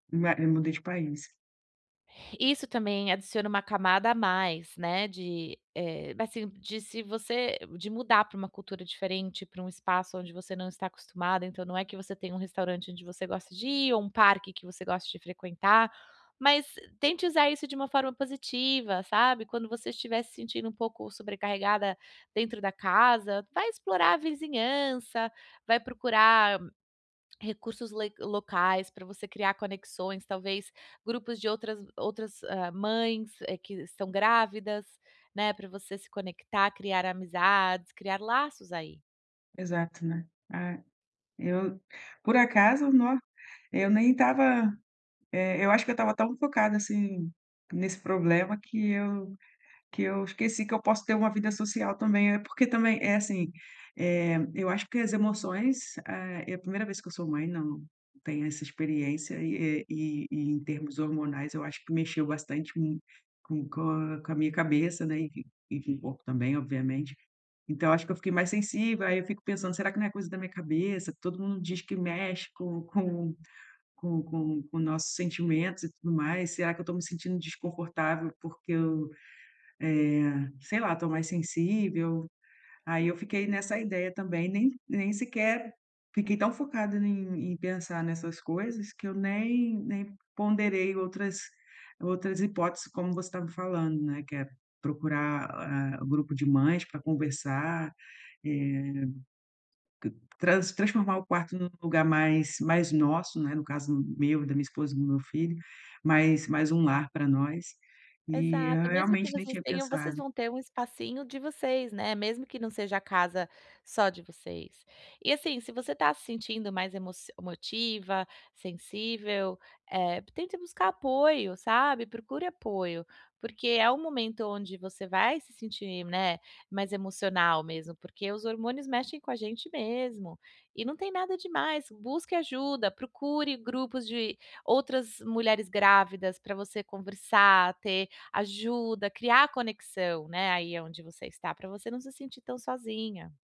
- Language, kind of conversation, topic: Portuguese, advice, Como posso me sentir em casa em um novo espaço depois de me mudar?
- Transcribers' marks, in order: tapping